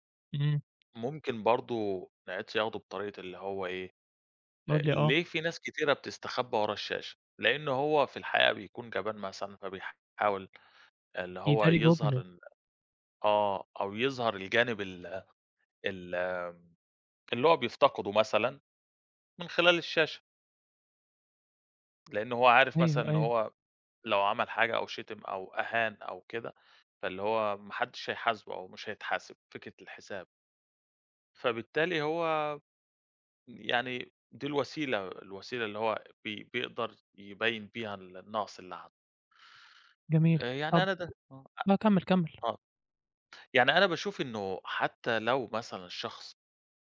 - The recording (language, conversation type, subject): Arabic, podcast, إزاي بتتعامل مع التعليقات السلبية على الإنترنت؟
- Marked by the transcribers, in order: tapping